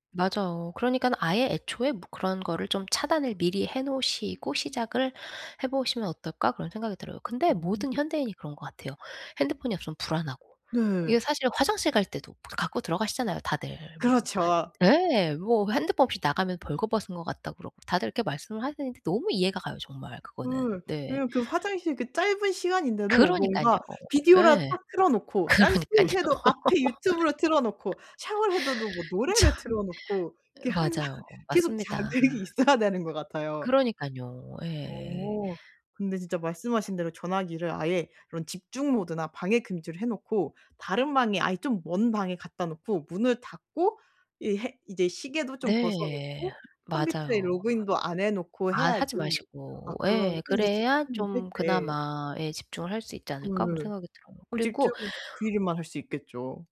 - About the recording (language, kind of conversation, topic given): Korean, advice, 짧은 집중 간격으로도 생산성을 유지하려면 어떻게 해야 하나요?
- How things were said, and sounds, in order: unintelligible speech; tapping; other background noise; laughing while speaking: "그러니깐요. 참"; laugh; laughing while speaking: "항상"; laughing while speaking: "자극이"